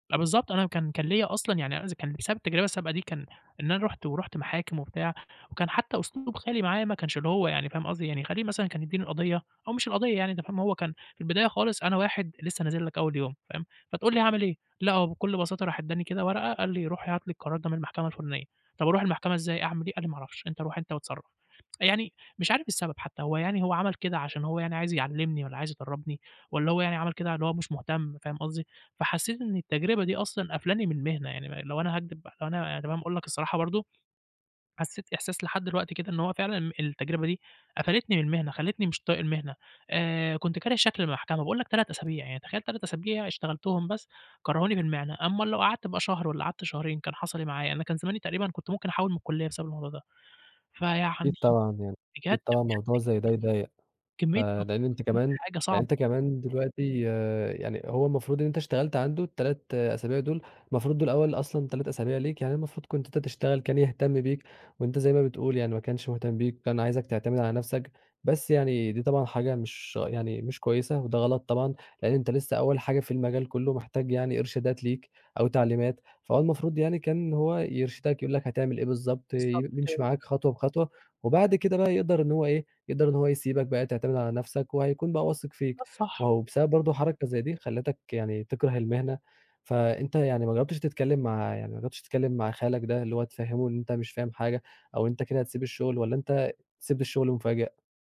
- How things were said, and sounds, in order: tsk; unintelligible speech; unintelligible speech; tapping
- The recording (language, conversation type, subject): Arabic, advice, إيه توقعات أهلك منك بخصوص إنك تختار مهنة معينة؟